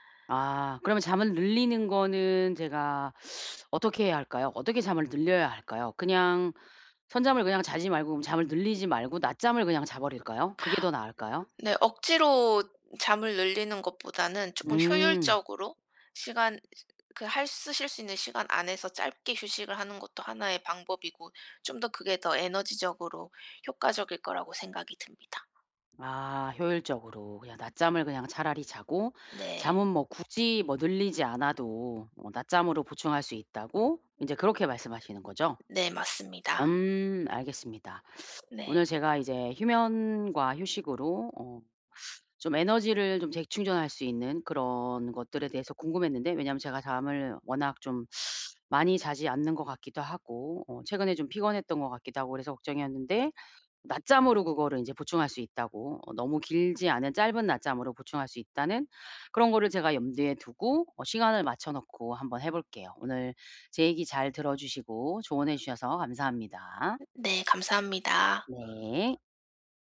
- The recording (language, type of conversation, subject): Korean, advice, 수면과 짧은 휴식으로 하루 에너지를 효과적으로 회복하려면 어떻게 해야 하나요?
- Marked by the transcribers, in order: tapping; other background noise